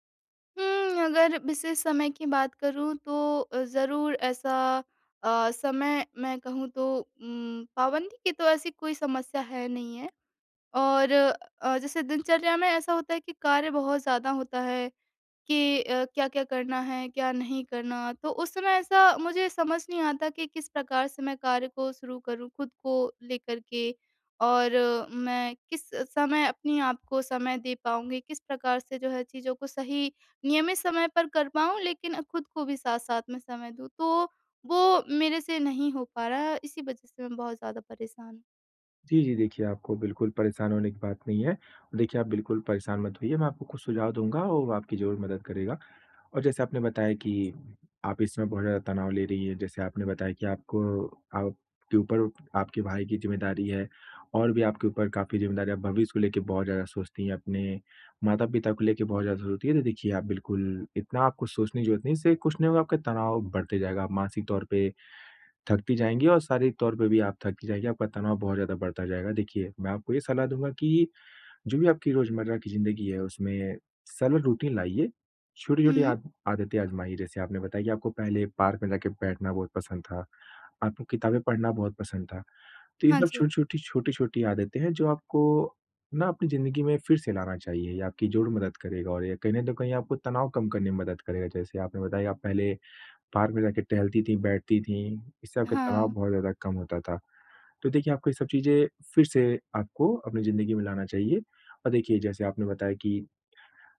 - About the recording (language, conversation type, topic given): Hindi, advice, तनाव कम करने के लिए रोज़मर्रा की खुद-देखभाल में कौन-से सरल तरीके अपनाए जा सकते हैं?
- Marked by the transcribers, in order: tapping; in English: "रूटीन"; in English: "पार्क"